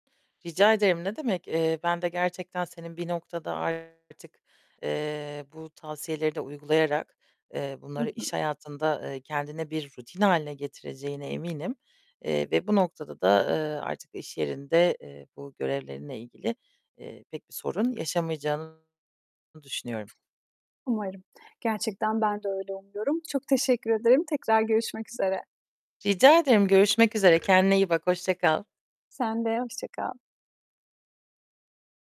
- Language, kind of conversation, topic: Turkish, advice, Birçok acil görev arasında nasıl öncelik belirleyebilirim?
- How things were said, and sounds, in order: distorted speech; tapping; other background noise